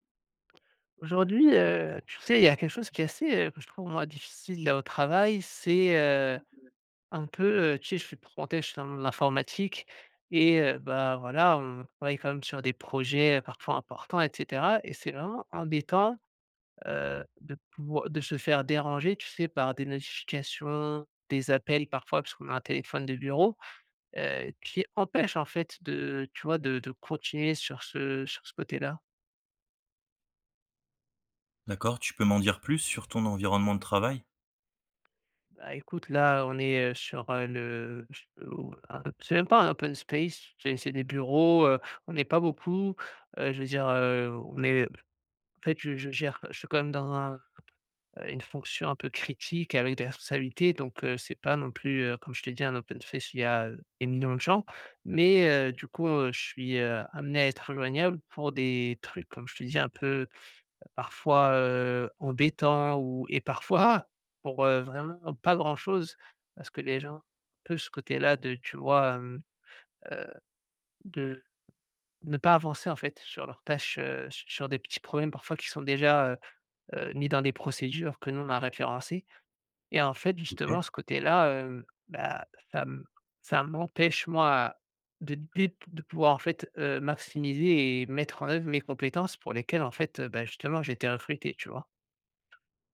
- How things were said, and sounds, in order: other background noise; background speech; tapping; laughing while speaking: "parfois"; stressed: "pas"
- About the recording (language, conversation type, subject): French, advice, Comment rester concentré quand mon téléphone et ses notifications prennent le dessus ?